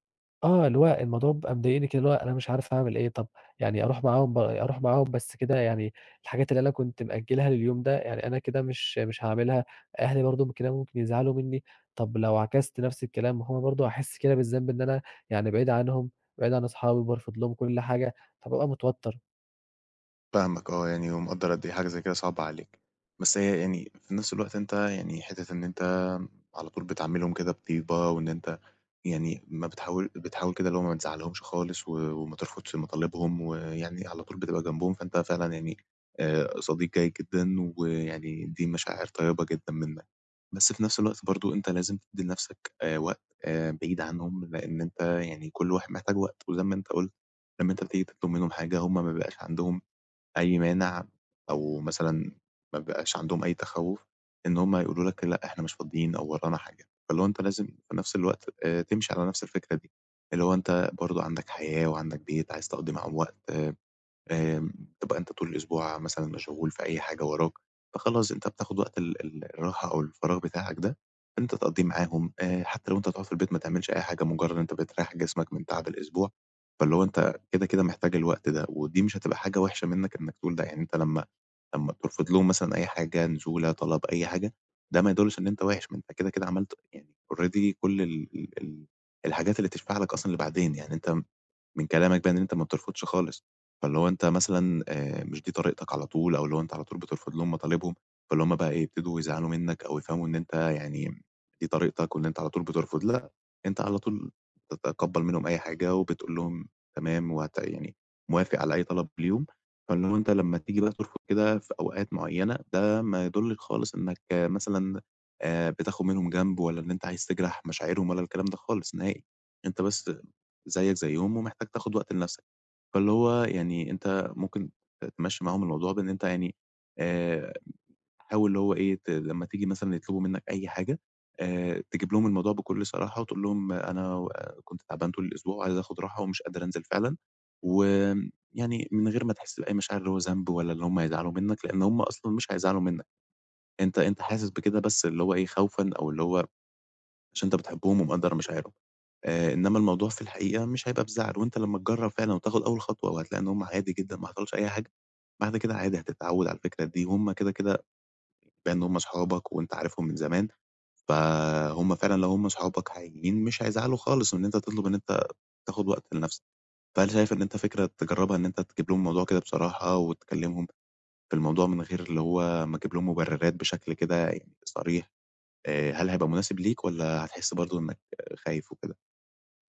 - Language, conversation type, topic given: Arabic, advice, إزاي أوازن بين وقت فراغي وطلبات أصحابي من غير توتر؟
- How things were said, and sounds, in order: in English: "already"